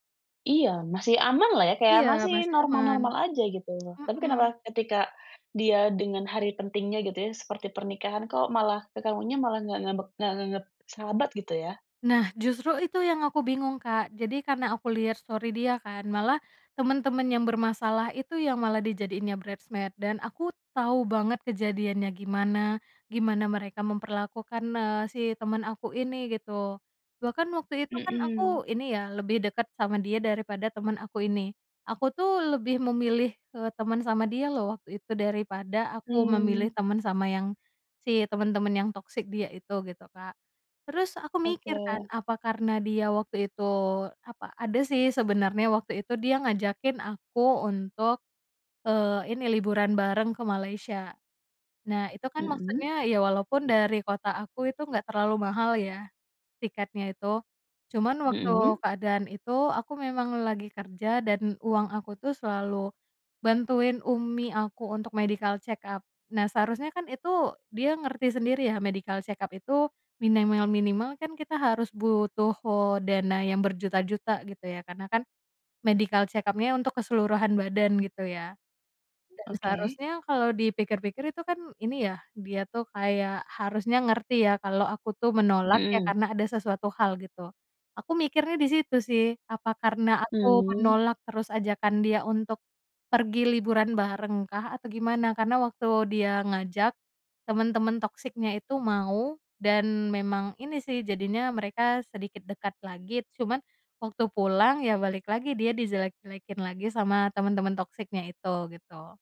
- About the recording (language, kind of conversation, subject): Indonesian, podcast, Bagaimana sikapmu saat teman sibuk bermain ponsel ketika sedang mengobrol?
- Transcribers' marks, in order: other background noise; in English: "story"; in English: "bridesmaid"; in English: "medical check-up"; in English: "medical check-up"; in English: "medical check-up-nya"